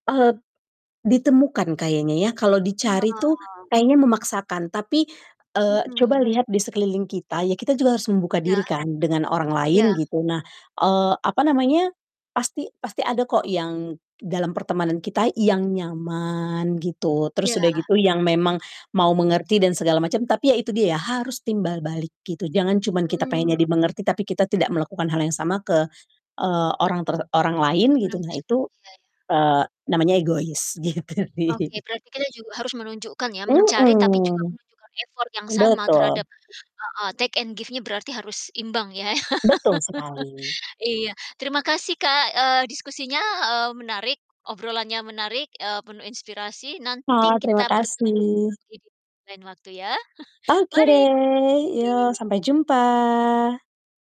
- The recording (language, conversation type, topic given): Indonesian, podcast, Momen apa yang membuat kamu sadar siapa teman sejati kamu?
- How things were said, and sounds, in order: distorted speech; laughing while speaking: "gitu sih"; other background noise; in English: "effort"; in English: "take and give-nya"; laugh; laugh; drawn out: "Mari"; drawn out: "jumpa"